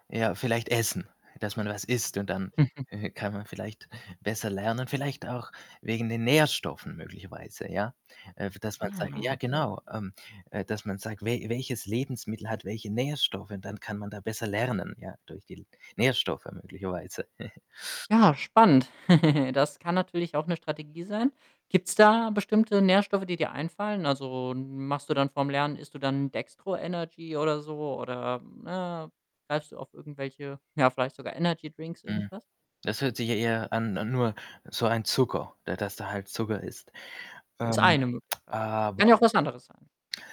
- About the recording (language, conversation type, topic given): German, podcast, Wie bleibst du motiviert, wenn das Lernen schwierig wird?
- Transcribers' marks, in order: static; chuckle; chuckle; laugh; tsk; distorted speech